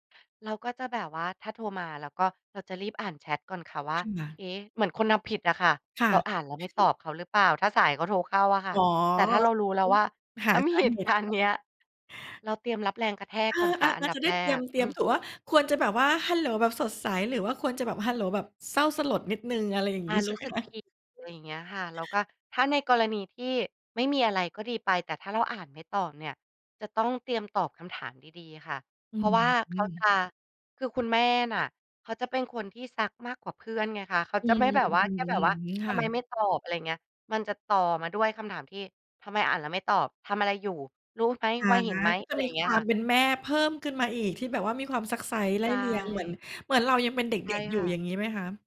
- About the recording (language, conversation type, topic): Thai, podcast, คุณรู้สึกยังไงกับคนที่อ่านแล้วไม่ตอบ?
- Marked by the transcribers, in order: chuckle; laughing while speaking: "ถ้ามีเหตุการณ์เนี้ย"; chuckle; laughing while speaking: "ใช่ไหมคะ ?"